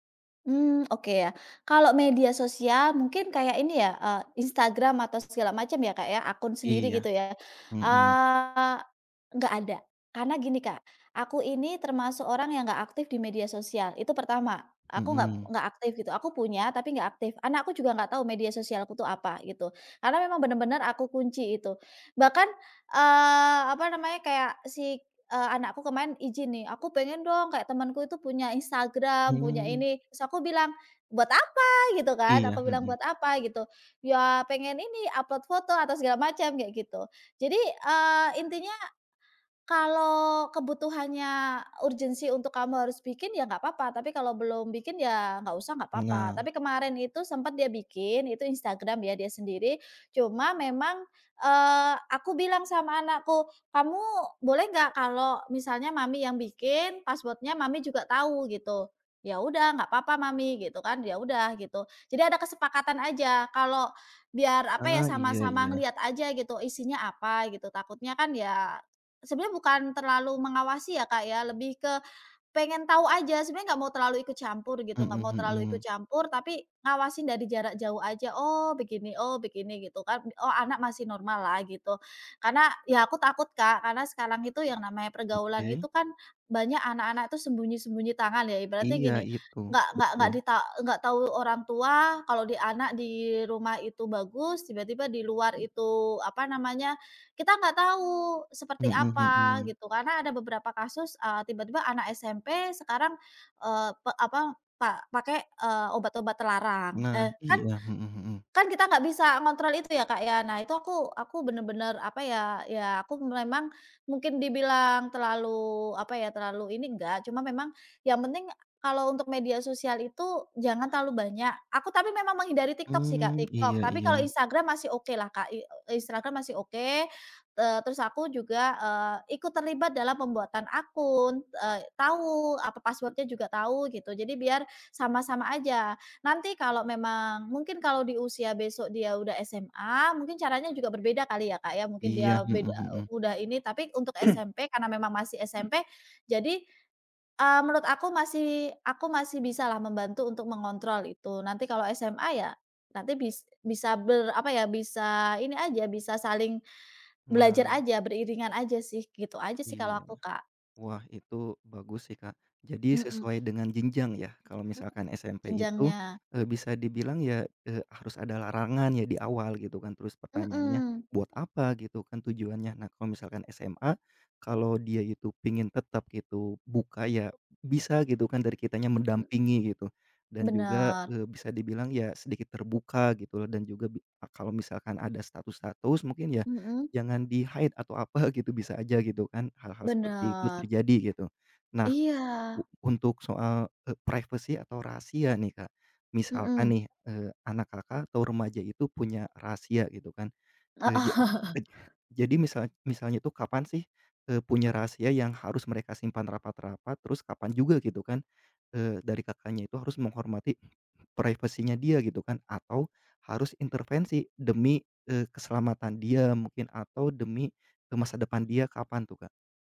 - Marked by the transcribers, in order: drawn out: "Eee"; tapping; other background noise; throat clearing; in English: "di-hide"; laughing while speaking: "apa"; in English: "privacy"; chuckle; in English: "privacy-nya"
- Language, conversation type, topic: Indonesian, podcast, Bagaimana cara mendengarkan remaja tanpa menghakimi?